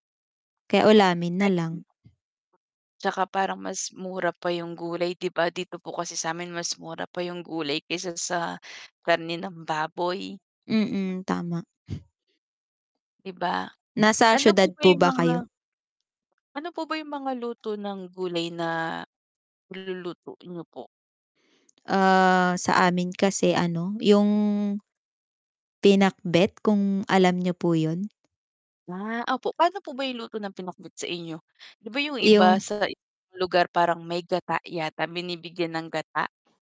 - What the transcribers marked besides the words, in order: distorted speech; mechanical hum; static; tapping
- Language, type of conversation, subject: Filipino, unstructured, Paano mo isinasama ang masusustansiyang pagkain sa iyong pang-araw-araw na pagkain?
- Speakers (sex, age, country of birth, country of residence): female, 20-24, Philippines, Philippines; female, 25-29, Philippines, Philippines